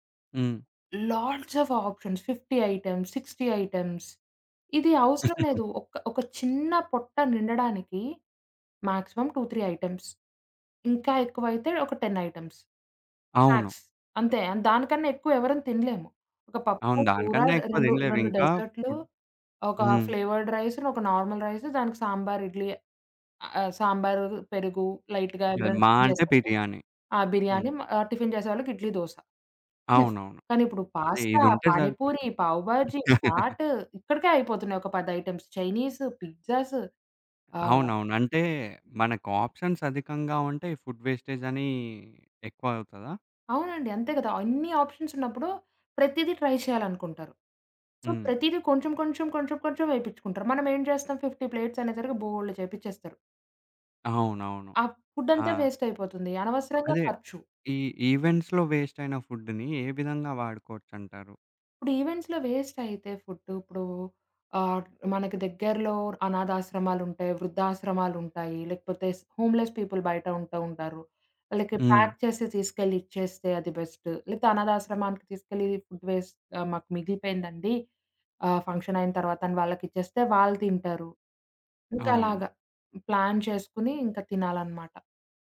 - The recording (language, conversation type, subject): Telugu, podcast, ఆహార వృథాను తగ్గించడానికి ఇంట్లో సులభంగా పాటించగల మార్గాలు ఏమేమి?
- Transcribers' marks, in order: in English: "లాట్స్ ఆఫ్ ఆప్షన్స్ ఫిఫ్టీ ఐటెమ్స్, సిక్స్టీ ఐటెమ్స్"; giggle; in English: "మ్యాక్సిమం టూ, త్రీ ఐటెమ్స్"; in English: "టెన్ ఐటెమ్స్. స్నాక్స్"; other background noise; in English: "ఫ్లేవర్డ్ రైస్"; in English: "ఫుడ్"; in English: "నార్మల్ రైస్"; in English: "లైట్‌గా"; in English: "ఇనఫ్"; chuckle; in English: "ఐటెమ్స్"; in English: "ఆప్షన్స్"; in English: "ఫుడ్"; in English: "ఆప్షన్స్"; in English: "ట్రై"; in English: "సో"; in English: "ఫిఫ్టీ ప్లేట్స్"; in English: "ఈవెంట్స్‌లో"; in English: "ఫుడ్‌ని"; in English: "ఈవెంట్స్‌లో"; in English: "ఫుడ్"; in English: "హోమ్‌లెస్ పీపుల్"; in English: "ప్యాక్"; in English: "బెస్ట్"; in English: "ఫుడ్ వేస్ట్"; in English: "ప్లాన్"